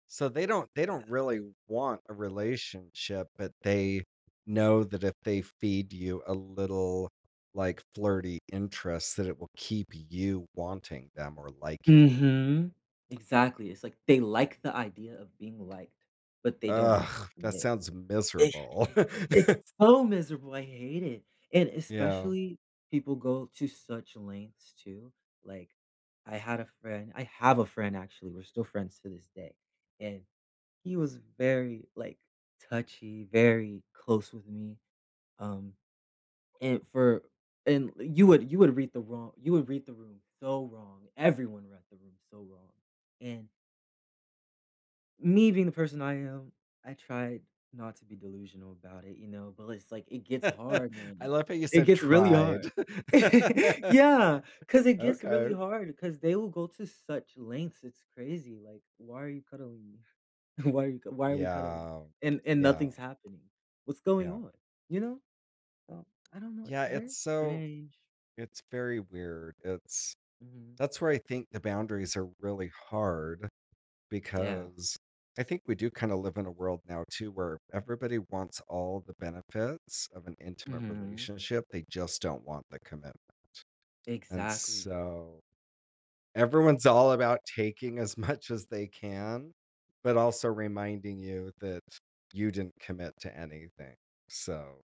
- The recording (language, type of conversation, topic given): English, unstructured, What qualities make a relationship healthy?
- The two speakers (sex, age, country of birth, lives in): male, 18-19, United States, United States; male, 50-54, United States, United States
- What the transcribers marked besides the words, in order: laugh; stressed: "have"; chuckle; laugh; laughing while speaking: "Why are"; drawn out: "Yeah"; tapping; laughing while speaking: "much"